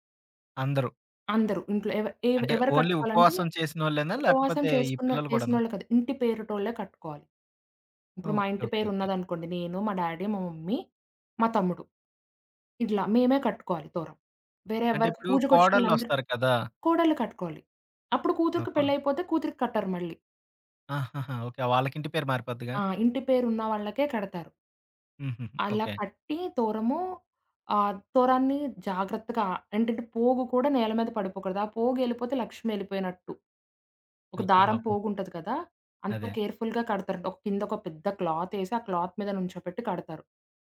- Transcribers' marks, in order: in English: "ఓన్లీ"; other background noise; in English: "డ్యాడీ"; in English: "మమ్మీ"; tapping; in English: "కేర్‌ఫుల్‌గా"; in English: "క్లాత్"
- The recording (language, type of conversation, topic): Telugu, podcast, మీ కుటుంబ సంప్రదాయాల్లో మీకు అత్యంత ఇష్టమైన సంప్రదాయం ఏది?